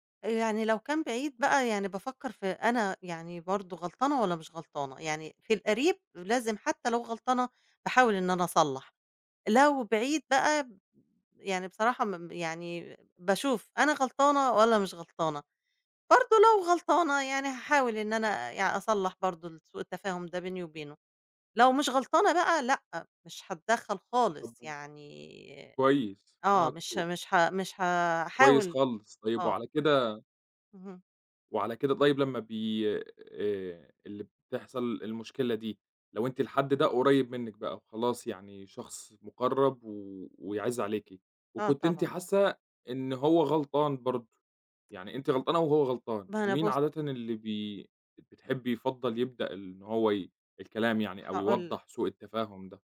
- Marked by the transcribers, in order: unintelligible speech; tapping
- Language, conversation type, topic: Arabic, podcast, إزاي أصلّح علاقتي بعد سوء تفاهم كبير؟